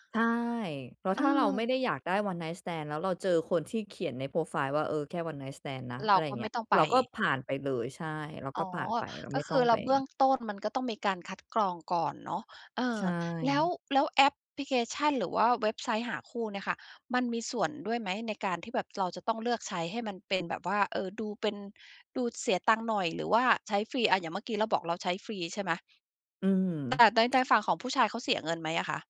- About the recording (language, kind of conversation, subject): Thai, podcast, คุณคิดอย่างไรเกี่ยวกับการออกเดทผ่านแอปเมื่อเทียบกับการเจอแบบธรรมชาติ?
- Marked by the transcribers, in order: in English: "one night stand"; in English: "one night stand"; other noise